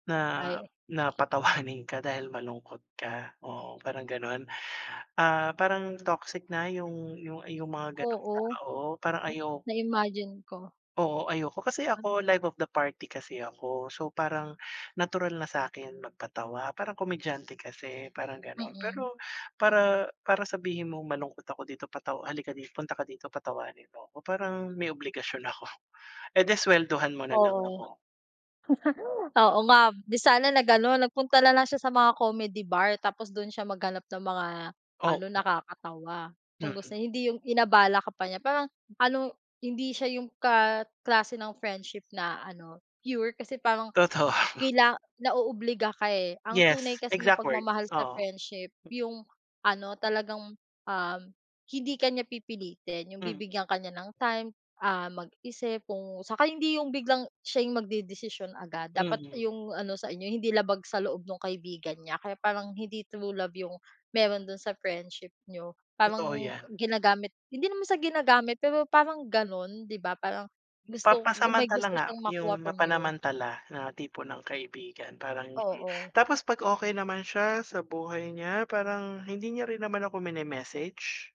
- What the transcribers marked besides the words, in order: other background noise; tapping; chuckle; "nga" said as "ngab"
- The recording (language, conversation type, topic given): Filipino, unstructured, Paano mo ilalarawan ang tunay na pagmamahal?